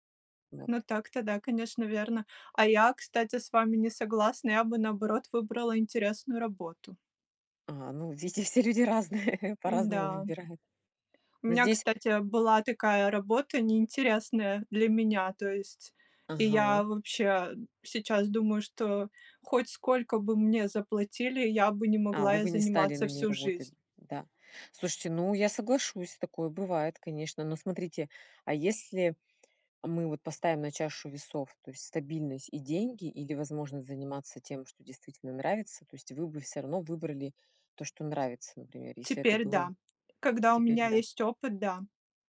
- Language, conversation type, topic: Russian, unstructured, Как вы выбираете между высокой зарплатой и интересной работой?
- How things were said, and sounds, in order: tapping; laughing while speaking: "везде все люди разные, по-разному выбирают"